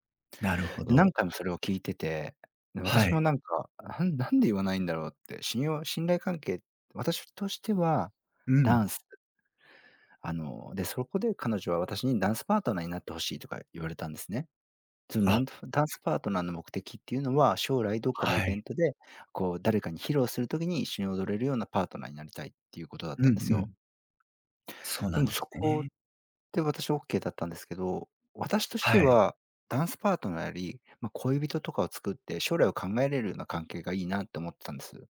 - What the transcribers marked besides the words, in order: none
- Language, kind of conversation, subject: Japanese, advice, 信頼を損なう出来事があり、不安を感じていますが、どうすればよいですか？